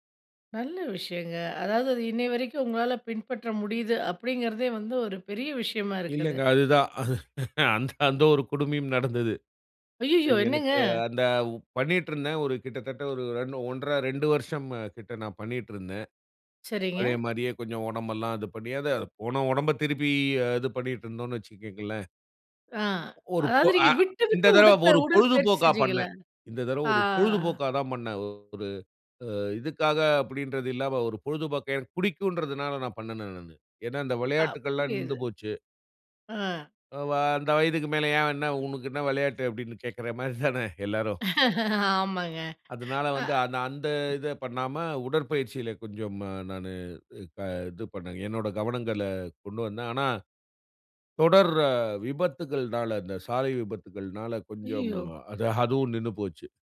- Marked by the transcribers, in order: laugh; drawn out: "ஆ!"; laugh; other noise
- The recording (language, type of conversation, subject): Tamil, podcast, உங்கள் உடற்பயிற்சி பழக்கத்தை எப்படி உருவாக்கினீர்கள்?